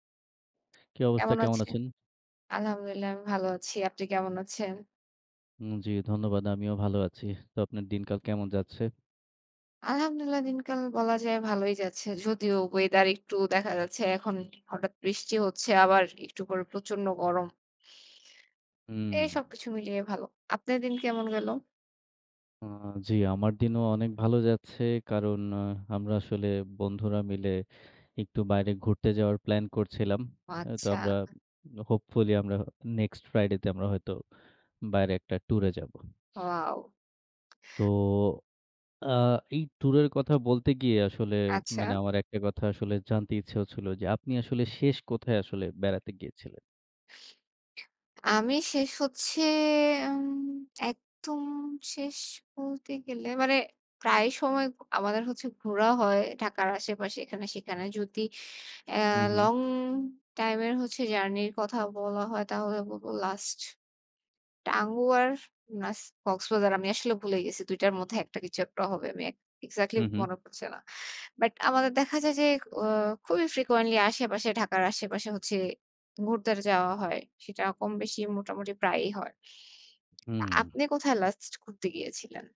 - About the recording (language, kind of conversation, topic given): Bengali, unstructured, আপনি সর্বশেষ কোথায় বেড়াতে গিয়েছিলেন?
- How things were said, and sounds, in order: other background noise; horn; "লাস্ট" said as "নাস"; "ঘুরতে" said as "ঘুরতের"; tapping